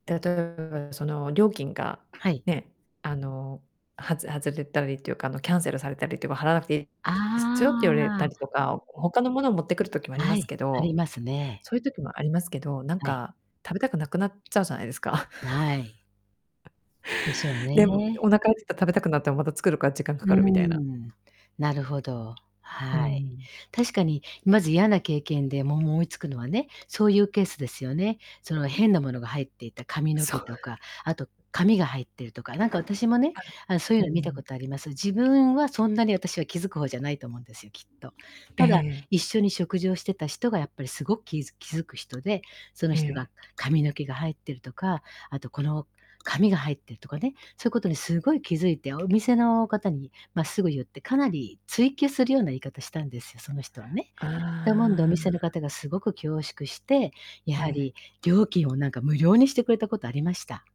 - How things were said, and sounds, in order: distorted speech; other background noise; chuckle; laughing while speaking: "そう"; tapping
- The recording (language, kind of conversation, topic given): Japanese, unstructured, 外食で嫌な経験をしたことはありますか？